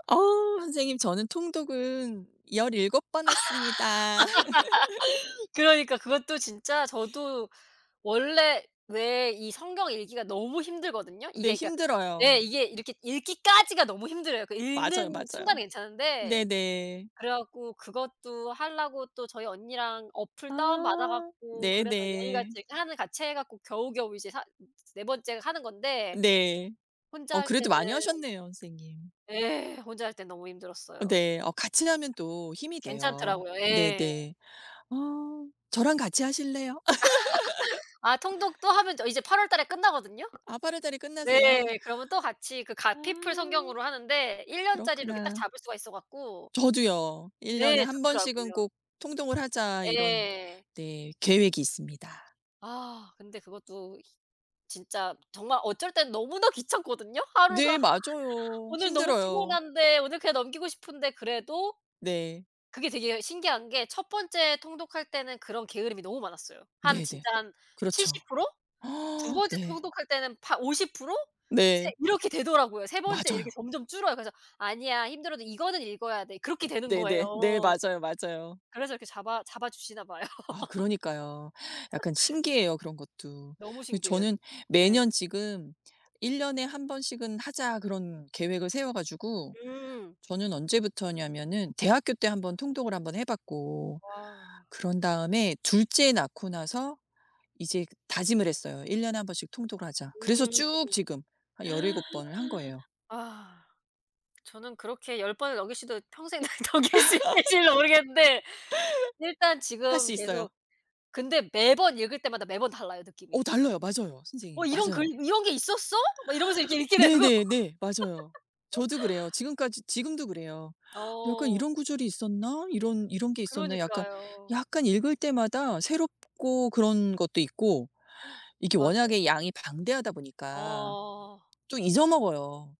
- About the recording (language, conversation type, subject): Korean, unstructured, 취미 활동을 하면서 느끼는 가장 큰 기쁨은 무엇인가요?
- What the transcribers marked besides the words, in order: put-on voice: "열일곱 번 했습니다"; laugh; other background noise; laugh; tapping; gasp; put-on voice: "아니야 힘들어도 이거는 읽어야 돼"; laugh; gasp; laughing while speaking: "넘길 수 있을지도 모르겠는데"; laugh; laughing while speaking: "읽게 되고"; laugh; gasp